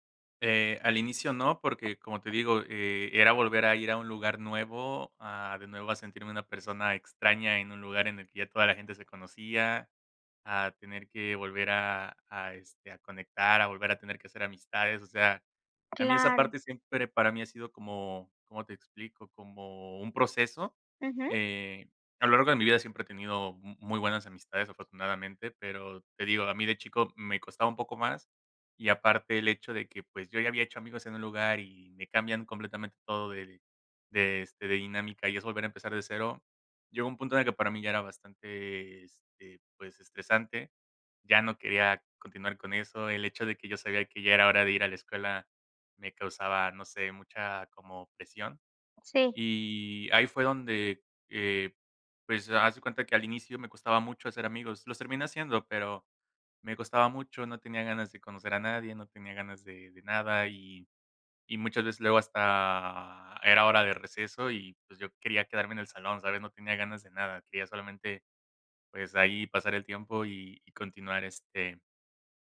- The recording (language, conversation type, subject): Spanish, podcast, ¿Qué profesor influyó más en ti y por qué?
- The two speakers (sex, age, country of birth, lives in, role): female, 35-39, Mexico, Germany, host; male, 30-34, Mexico, Mexico, guest
- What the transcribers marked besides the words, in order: tapping